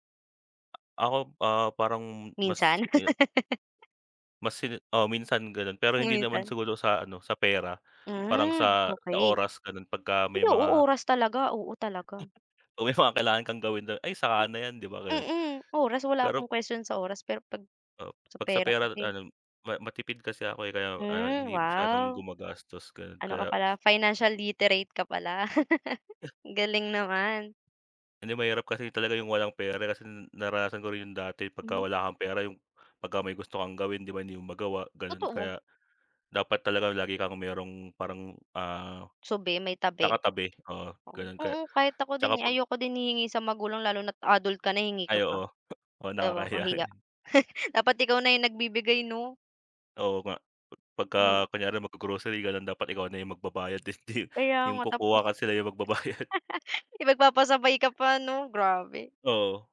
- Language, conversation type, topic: Filipino, unstructured, Paano ka nagsisimulang mag-ipon kung maliit lang ang sahod mo?
- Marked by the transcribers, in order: tapping; laugh; chuckle; other background noise; sniff; chuckle; hiccup; laughing while speaking: "nakakahiya yun"; laugh; laughing while speaking: "hindi"; laughing while speaking: "magbabayad"; laugh